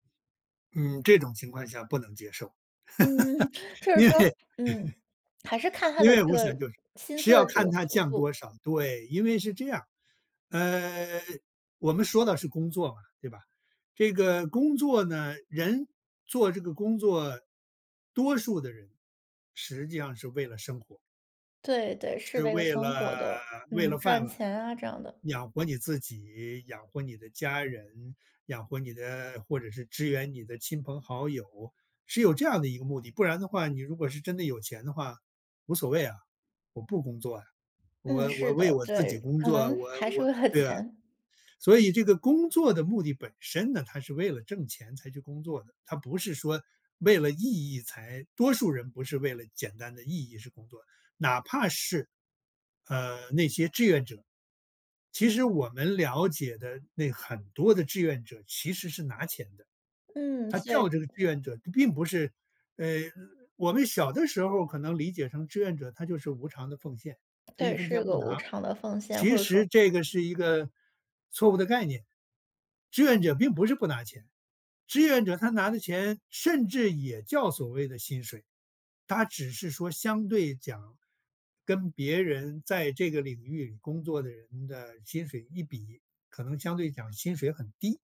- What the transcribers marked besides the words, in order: laughing while speaking: "嗯，就是说"; laugh; laughing while speaking: "因为"; laugh; laughing while speaking: "还是为了钱"; other background noise; tapping
- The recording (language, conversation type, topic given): Chinese, podcast, 你会为了更有意义的工作而接受降薪吗？